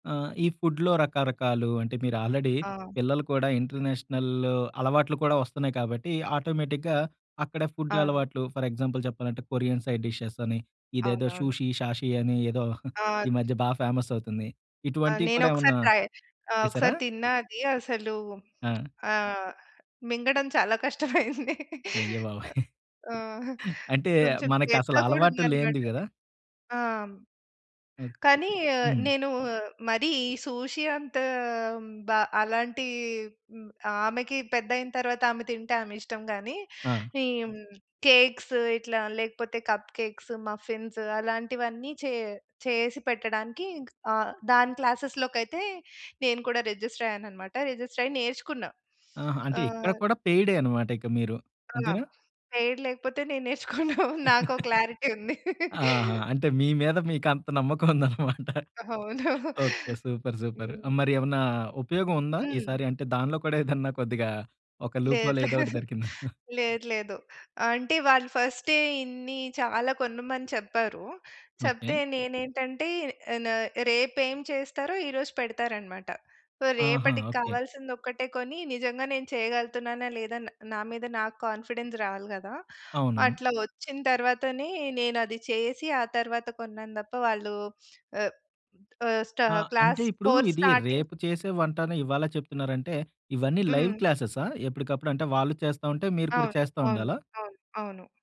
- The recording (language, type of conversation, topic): Telugu, podcast, నేర్చుకోవడానికి మీకు సరైన వనరులను మీరు ఎలా ఎంపిక చేసుకుంటారు?
- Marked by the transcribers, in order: in English: "ఫుడ్‌లో"; in English: "ఆల్రెడీ"; other background noise; in English: "ఇంటర్నేషనల్"; in English: "ఆటోమేటిక్‌గా"; in English: "ఫుడ్"; in English: "ఫర్ ఎగ్జాంపుల్"; in English: "కొరియన్ సైడ్ డిషెస్"; chuckle; in English: "ట్రై"; tapping; chuckle; in English: "సూషి"; in English: "మఫిన్స్"; in English: "పెయిడ్"; laughing while speaking: "నేర్చుకోను. నాకో క్లారిటీ ఉంది"; laugh; in English: "క్లారిటీ"; chuckle; in English: "సూపర్. సూపర్"; chuckle; in English: "లూప్ హోల్"; chuckle; in English: "సో"; in English: "కాన్ఫిడెన్స్"; in English: "క్లాస్ ఫోర్ స్టార్టింగ్"; in English: "లైవ్"